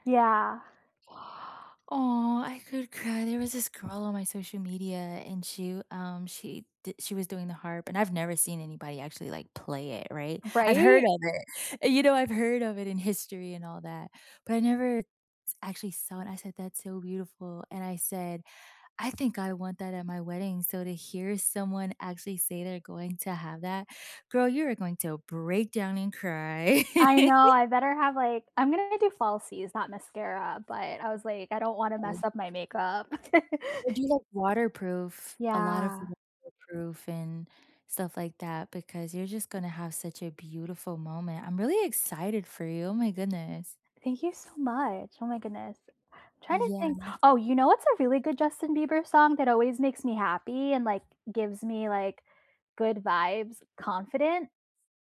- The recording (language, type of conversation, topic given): English, unstructured, What is a song that instantly takes you back to a happy time?
- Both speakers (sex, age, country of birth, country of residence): female, 35-39, Philippines, United States; female, 35-39, United States, United States
- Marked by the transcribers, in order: gasp; laugh; other background noise; tapping; unintelligible speech; laugh